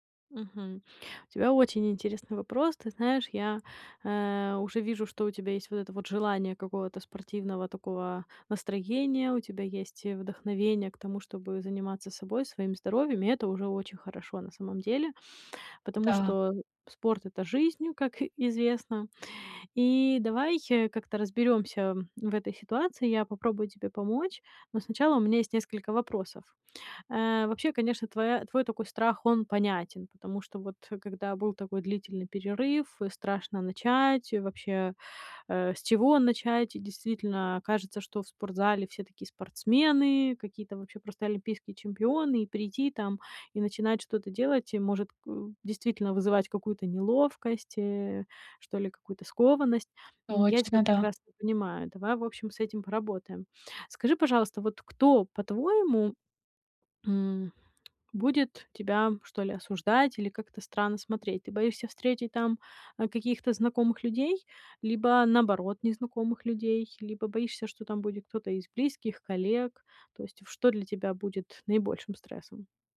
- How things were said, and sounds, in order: tapping; other background noise
- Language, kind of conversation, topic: Russian, advice, Как мне начать заниматься спортом, не боясь осуждения окружающих?